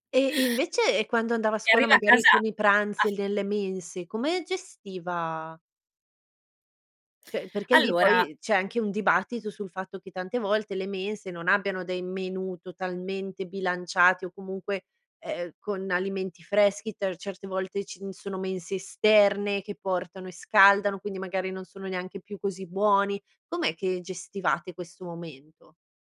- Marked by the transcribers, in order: "cioè" said as "ceh"; other background noise
- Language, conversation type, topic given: Italian, podcast, Cosa significa per te nutrire gli altri a tavola?